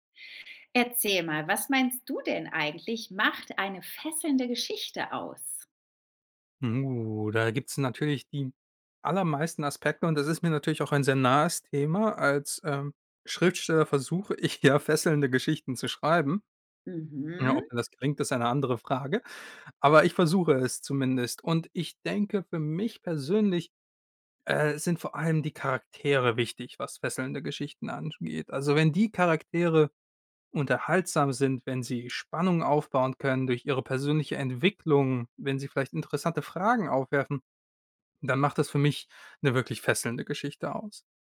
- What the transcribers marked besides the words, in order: laughing while speaking: "ich ja"
- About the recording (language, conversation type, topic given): German, podcast, Was macht eine fesselnde Geschichte aus?
- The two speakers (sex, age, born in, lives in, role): female, 35-39, Germany, Spain, host; male, 25-29, Germany, Germany, guest